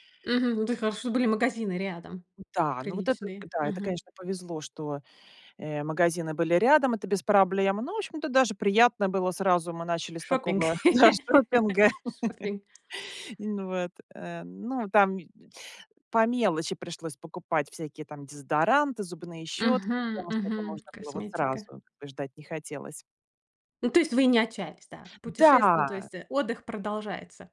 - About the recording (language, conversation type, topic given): Russian, podcast, Случалось ли тебе терять багаж и как это произошло?
- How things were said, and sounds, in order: unintelligible speech; laugh; laughing while speaking: "да, шопинга"; tapping; chuckle; other background noise